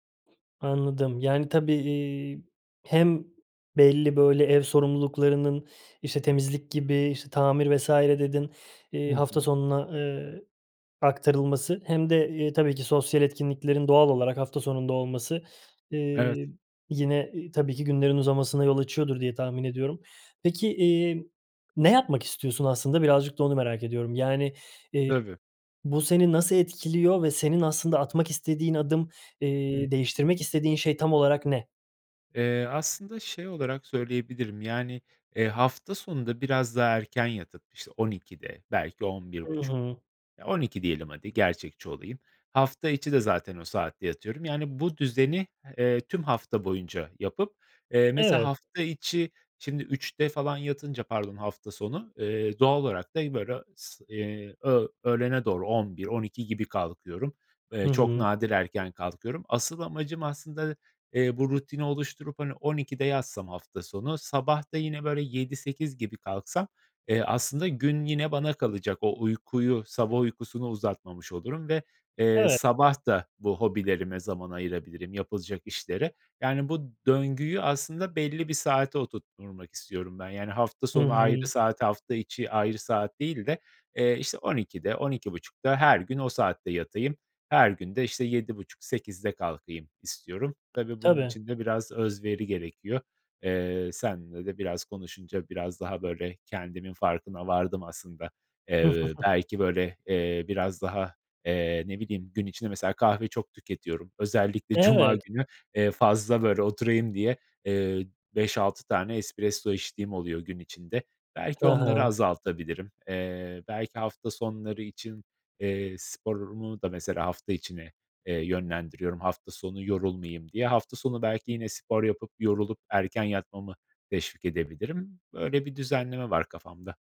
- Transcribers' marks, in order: other background noise; chuckle
- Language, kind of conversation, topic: Turkish, advice, Hafta içi erken yatıp hafta sonu geç yatmamın uyku düzenimi bozması normal mi?